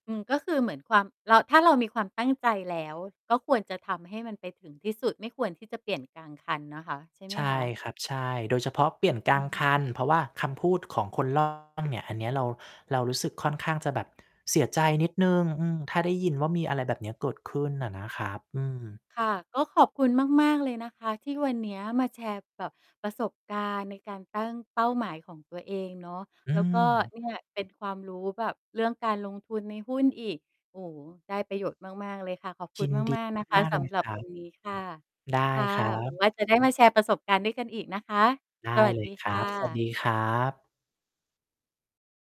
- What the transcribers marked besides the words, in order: mechanical hum; distorted speech; static; other background noise; tapping
- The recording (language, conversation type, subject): Thai, podcast, คุณคิดว่าคนเราควรค้นหาจุดมุ่งหมายในชีวิตของตัวเองอย่างไร?